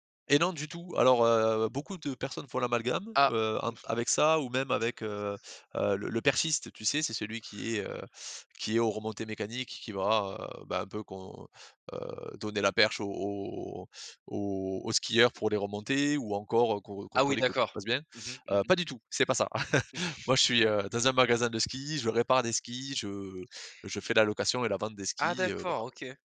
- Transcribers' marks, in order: chuckle; chuckle; tapping
- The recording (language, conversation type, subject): French, podcast, Quel souvenir d’enfance te revient tout le temps ?